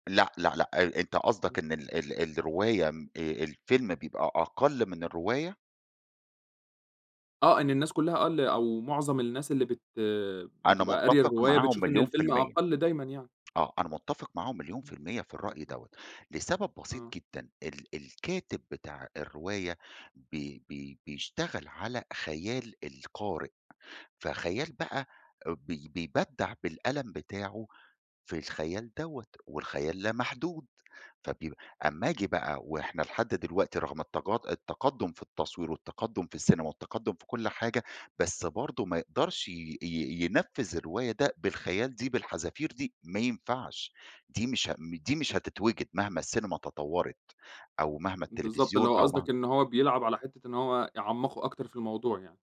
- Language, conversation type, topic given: Arabic, podcast, إزاي بتتعامل مع حرق أحداث مسلسل بتحبه؟
- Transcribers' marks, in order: other background noise; unintelligible speech